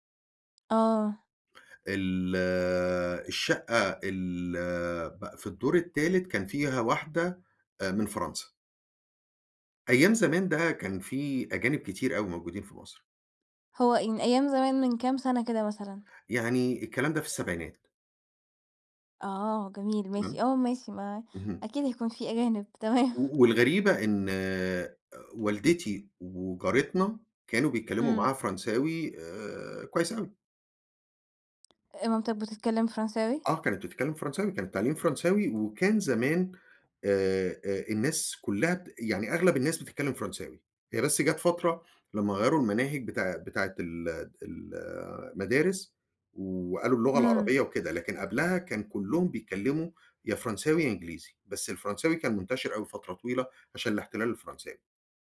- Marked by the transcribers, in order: tapping; laughing while speaking: "تمام"
- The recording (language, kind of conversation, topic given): Arabic, podcast, إيه معنى كلمة جيرة بالنسبة لك؟